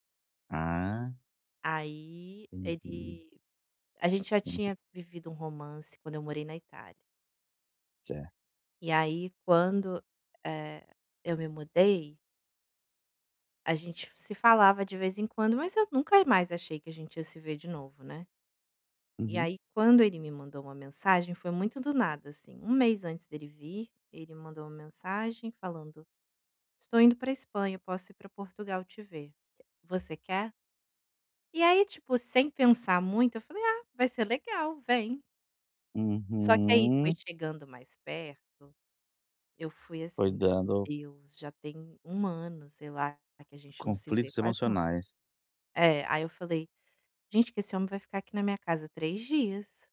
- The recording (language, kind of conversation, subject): Portuguese, advice, Como posso perceber se a minha fome é física ou emocional?
- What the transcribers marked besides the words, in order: drawn out: "Uhum"